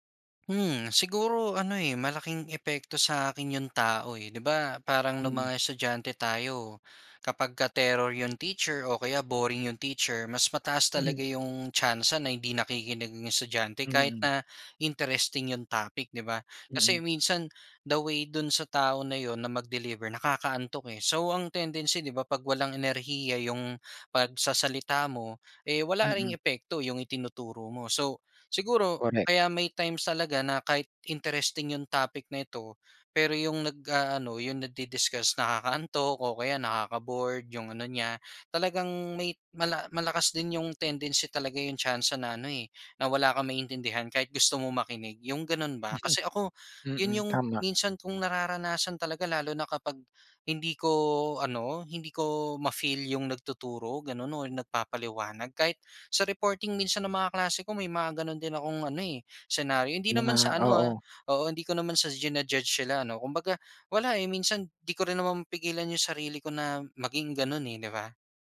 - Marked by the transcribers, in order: other background noise; laughing while speaking: "Mhm"; in English: "the way"; in English: "tendency"; in English: "nagdi-discuss"; in English: "tendency"; in English: "ma-feel"
- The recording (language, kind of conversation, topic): Filipino, podcast, Paano ka nakikinig para maintindihan ang kausap, at hindi lang para makasagot?